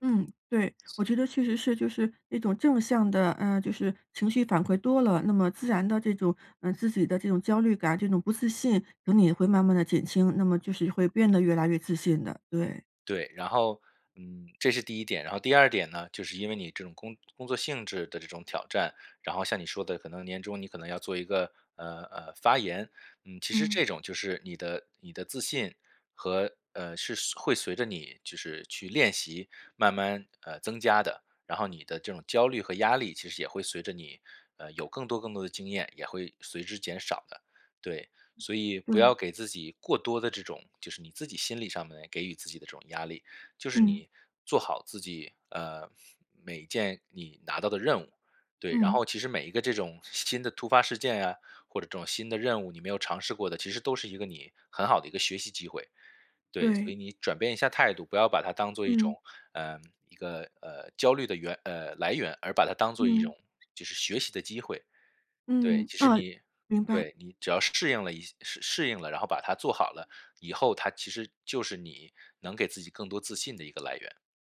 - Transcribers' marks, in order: sniff
- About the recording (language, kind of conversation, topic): Chinese, advice, 如何才能更好地应对并缓解我在工作中难以控制的压力和焦虑？